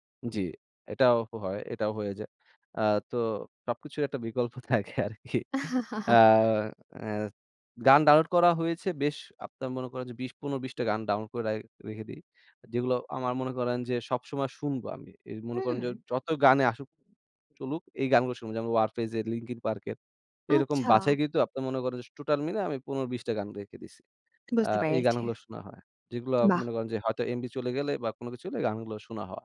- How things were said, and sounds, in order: laughing while speaking: "থাকে আরকি"; chuckle; other background noise
- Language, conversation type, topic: Bengali, podcast, কোন পুরোনো গান শুনলেই আপনার সব স্মৃতি ফিরে আসে?